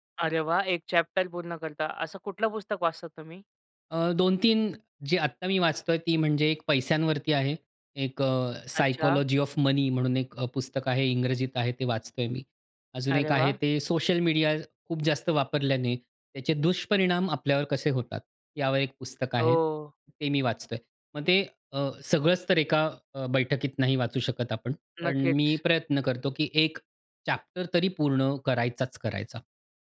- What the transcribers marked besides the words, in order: in English: "चॅप्टर"
- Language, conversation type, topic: Marathi, podcast, फोकस टिकवण्यासाठी तुमच्याकडे काही साध्या युक्त्या आहेत का?